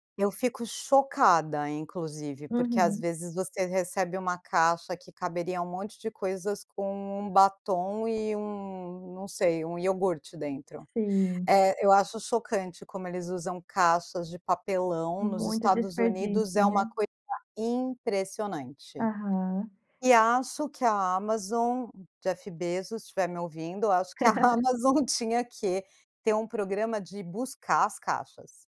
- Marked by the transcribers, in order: laugh; laughing while speaking: "a Amazon"
- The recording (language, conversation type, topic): Portuguese, podcast, Como a tecnologia alterou suas compras do dia a dia?